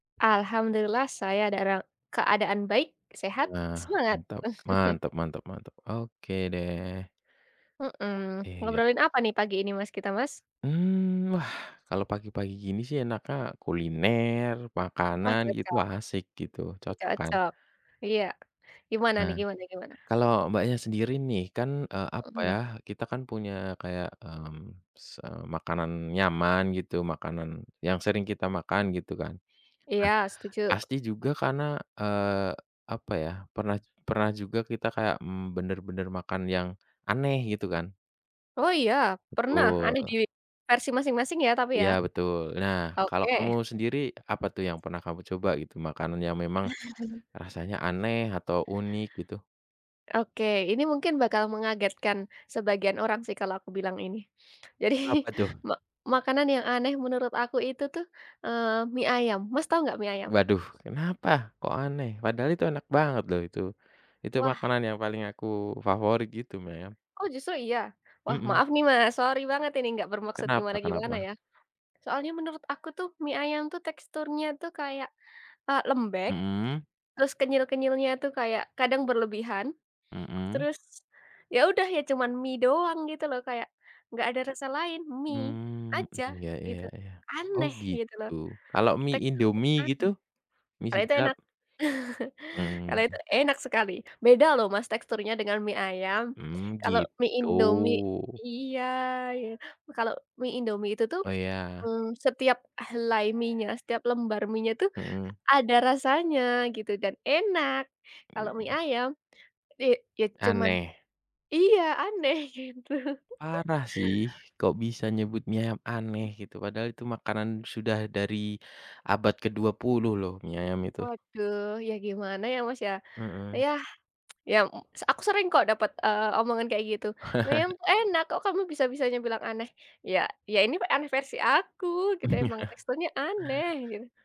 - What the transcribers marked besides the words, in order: chuckle; tapping; chuckle; other background noise; laughing while speaking: "Jadi"; chuckle; unintelligible speech; laughing while speaking: "gitu"; chuckle; chuckle; laughing while speaking: "Iya"
- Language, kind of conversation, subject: Indonesian, unstructured, Pernahkah kamu mencoba makanan yang rasanya benar-benar aneh?
- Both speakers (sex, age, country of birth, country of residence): female, 20-24, Indonesia, Indonesia; male, 25-29, Indonesia, Indonesia